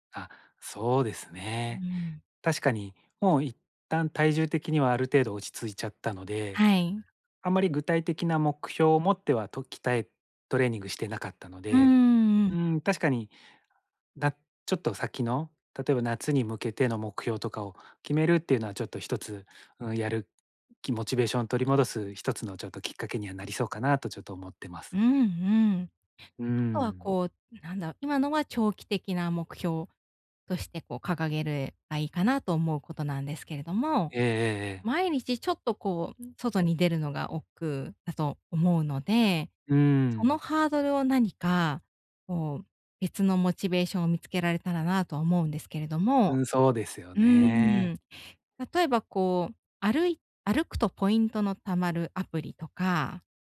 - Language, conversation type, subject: Japanese, advice, モチベーションを取り戻して、また続けるにはどうすればいいですか？
- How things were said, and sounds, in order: other background noise